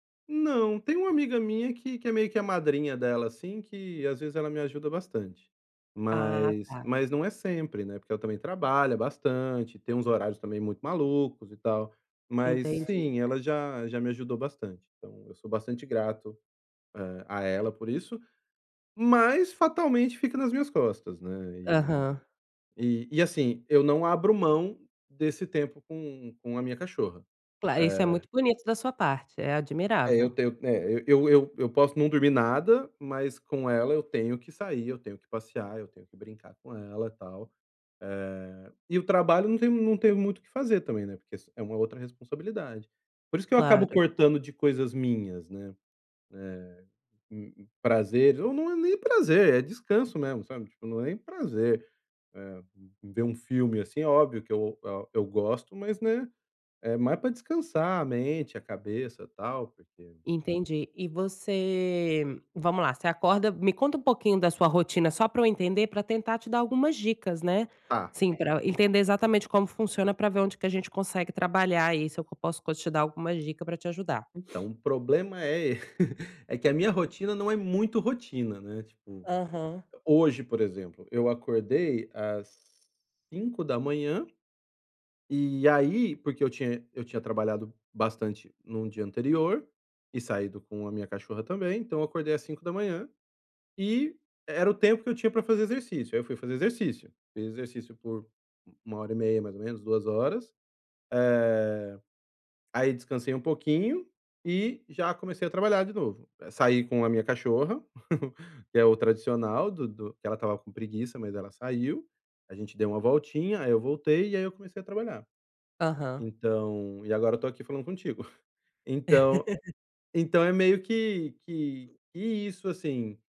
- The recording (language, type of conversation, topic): Portuguese, advice, Como lidar com a sobrecarga quando as responsabilidades aumentam e eu tenho medo de falhar?
- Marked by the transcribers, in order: other background noise; tapping; sniff; laugh; chuckle; laugh; chuckle